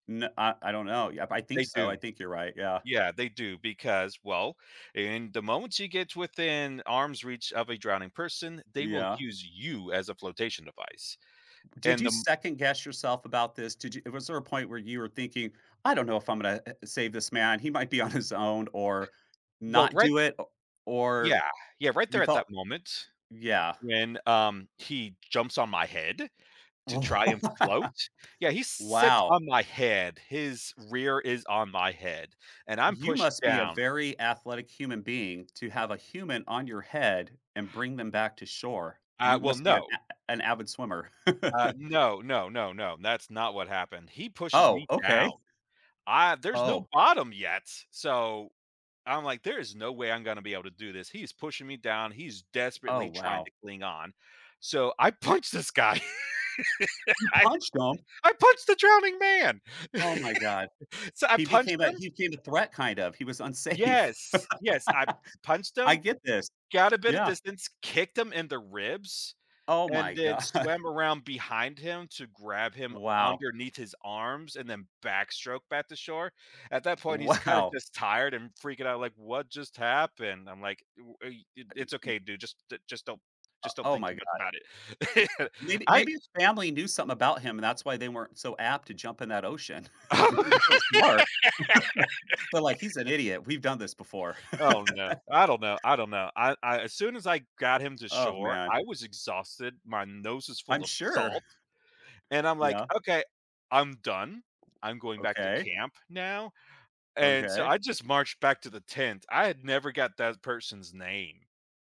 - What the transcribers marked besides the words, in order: stressed: "you"; laughing while speaking: "on"; laugh; other background noise; chuckle; laughing while speaking: "I punched this guy, I"; laugh; laughing while speaking: "unsafe"; laugh; laughing while speaking: "god"; laughing while speaking: "Wow"; laugh; laugh; laugh
- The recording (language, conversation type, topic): English, unstructured, How have your travels shaped the way you see the world?
- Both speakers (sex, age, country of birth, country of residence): male, 35-39, United States, United States; male, 50-54, United States, United States